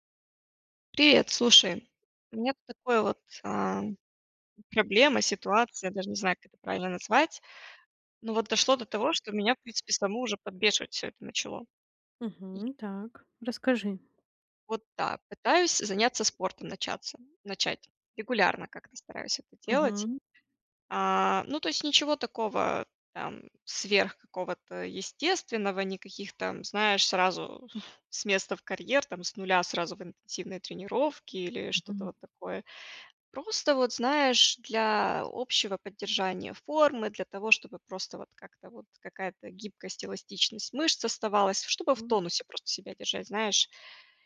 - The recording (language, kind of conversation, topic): Russian, advice, Как мне закрепить новые привычки и сделать их частью своей личности и жизни?
- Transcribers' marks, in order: other background noise; background speech; tapping; exhale